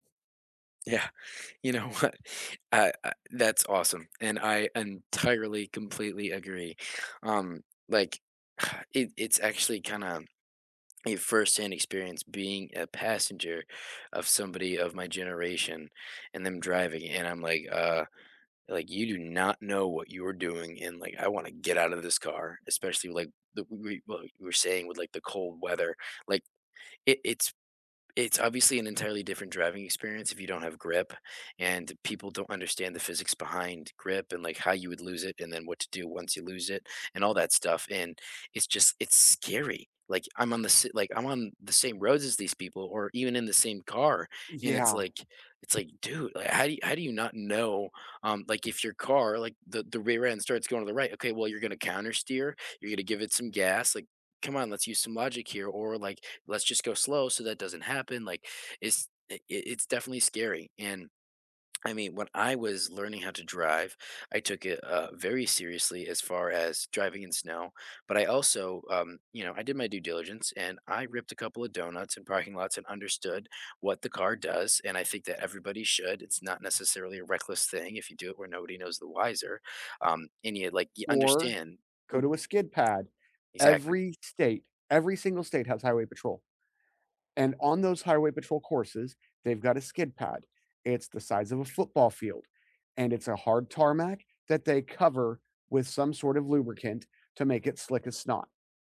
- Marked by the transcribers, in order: laughing while speaking: "Yeah, you know what"; sigh; swallow
- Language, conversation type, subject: English, unstructured, If you could add one real-world class to your school days, what would it be and why?
- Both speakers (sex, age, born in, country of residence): male, 18-19, United States, United States; male, 45-49, United States, United States